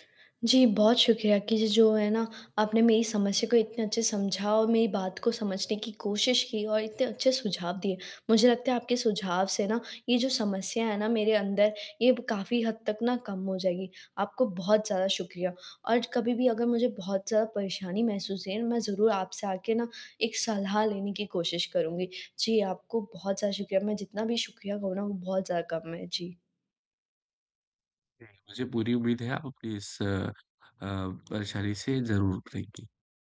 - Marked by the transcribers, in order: none
- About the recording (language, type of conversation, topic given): Hindi, advice, असफलता के डर को दूर करके मैं आगे बढ़ते हुए कैसे सीख सकता/सकती हूँ?